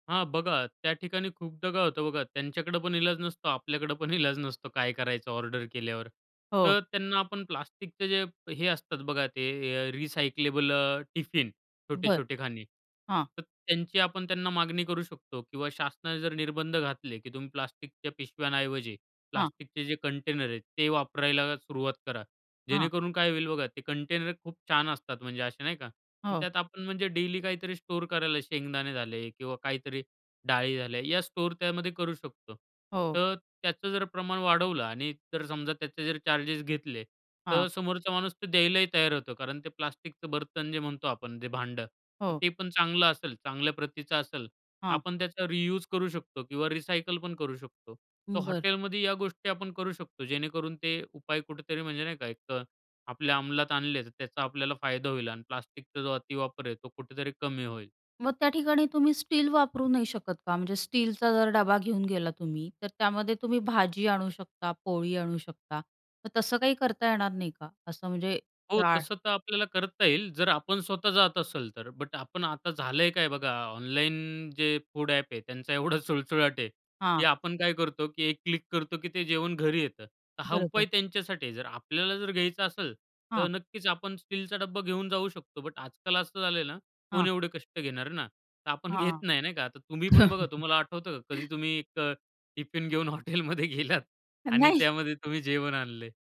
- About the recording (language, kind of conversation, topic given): Marathi, podcast, प्लास्टिक कमी करण्यासाठी तुम्ही रोजच्या आयुष्यात कोणती पावले उचलता?
- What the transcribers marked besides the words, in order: in English: "रिसायक्लेबल"; in English: "डेली"; in English: "चार्जेस"; in English: "रियुज"; in English: "रिसायकल"; tapping; other noise; laughing while speaking: "एवढा सुळसुळाट"; chuckle; laughing while speaking: "टिफिन घेऊन हॉटेलमध्ये गेलात"